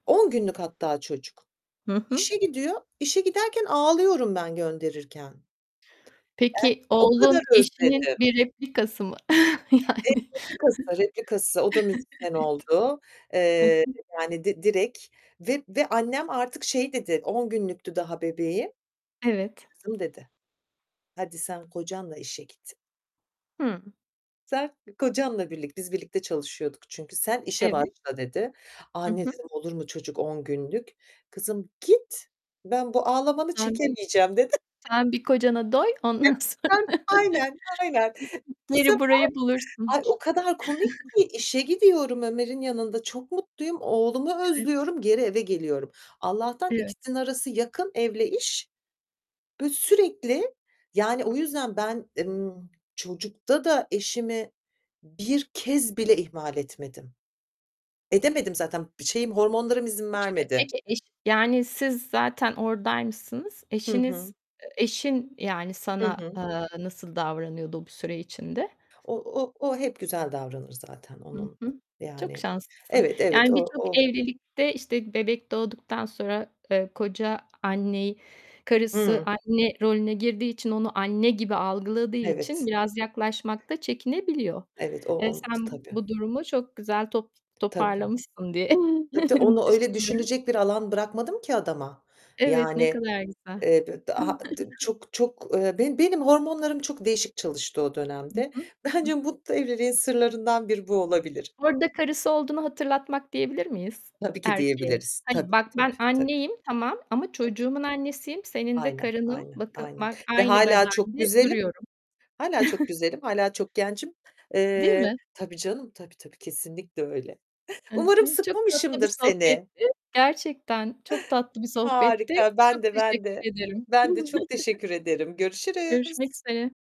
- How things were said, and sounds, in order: static; distorted speech; other background noise; chuckle; laughing while speaking: "Yani. Evet"; "kocanla" said as "gocanla"; tapping; chuckle; unintelligible speech; laughing while speaking: "ondan sonra"; unintelligible speech; chuckle; unintelligible speech; chuckle; chuckle; chuckle; chuckle
- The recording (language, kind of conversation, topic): Turkish, podcast, Evlilikte iletişim nasıl olmalı?